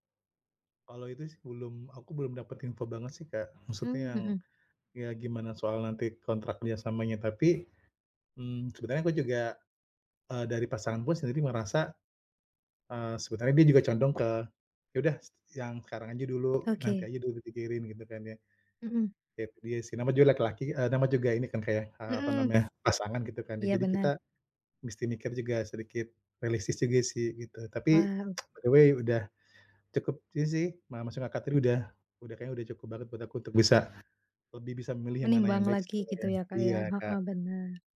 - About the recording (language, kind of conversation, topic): Indonesian, advice, Bagaimana cara memutuskan apakah saya sebaiknya menerima atau menolak tawaran pekerjaan di bidang yang baru bagi saya?
- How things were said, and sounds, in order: other background noise; tsk; in English: "by the way"; "sih" said as "sisih"